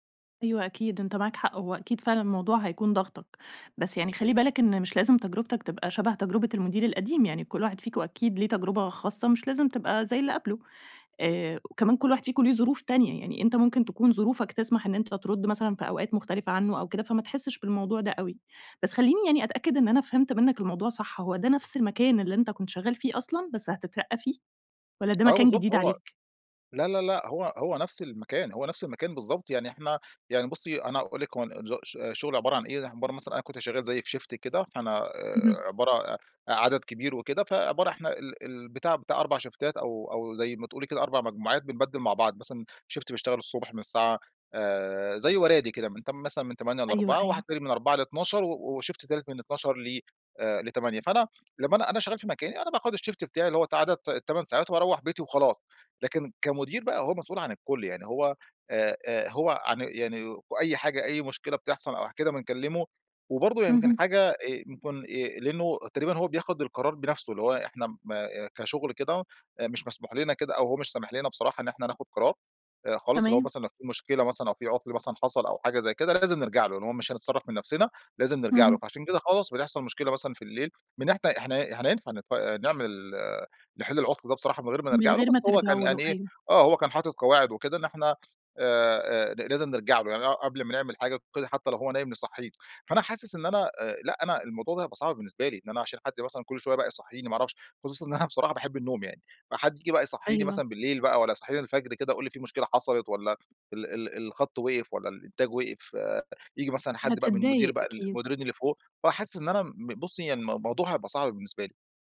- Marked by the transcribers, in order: tapping; "إحنا" said as "إحتا"; laughing while speaking: "إنّ أنا بصراحة"
- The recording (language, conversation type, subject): Arabic, advice, إزاي أقرر أقبل ترقية بمسؤوليات زيادة وأنا متردد؟